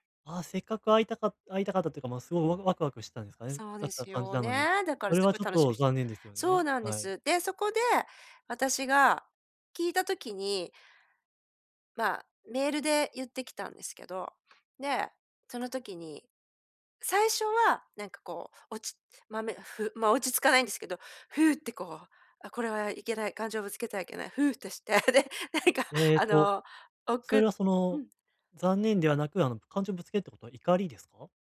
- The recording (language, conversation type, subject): Japanese, advice, 批判されたとき、感情的にならずにどう対応すればよいですか？
- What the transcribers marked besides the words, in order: laughing while speaking: "して、で、なんか、あの"